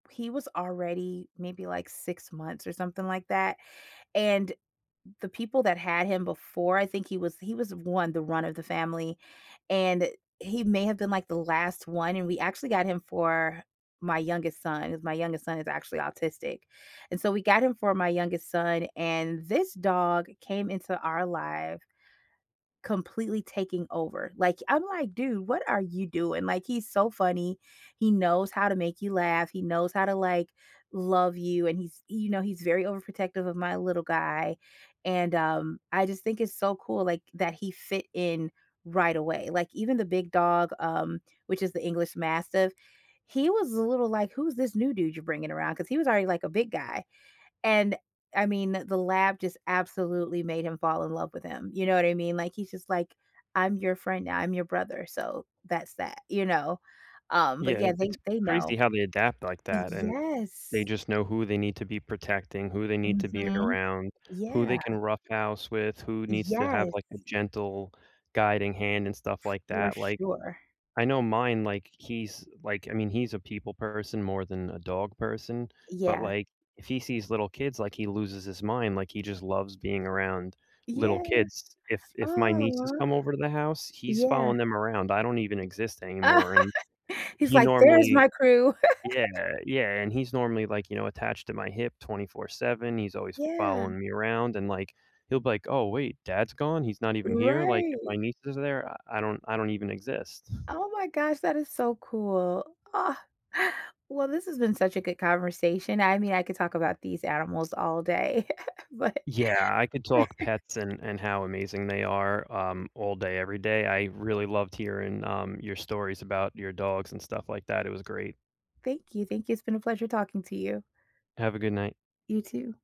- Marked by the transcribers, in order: other background noise; laugh; laugh; chuckle; laugh; laughing while speaking: "but"; laugh
- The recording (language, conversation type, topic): English, unstructured, What makes pets such important companions in our lives?